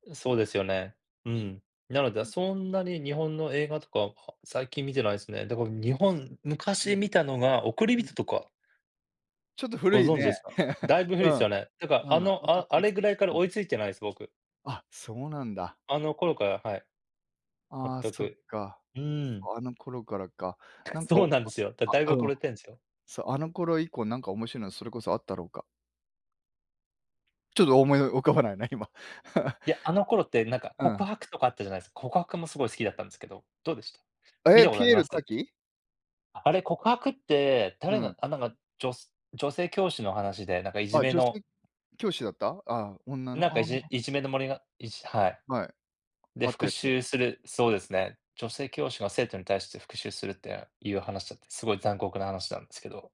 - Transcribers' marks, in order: chuckle; unintelligible speech; unintelligible speech; laughing while speaking: "浮かばないね、今"; chuckle; surprised: "え、ピエール瀧？"
- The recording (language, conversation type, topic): Japanese, unstructured, 最近見た映画で、特に印象に残った作品は何ですか？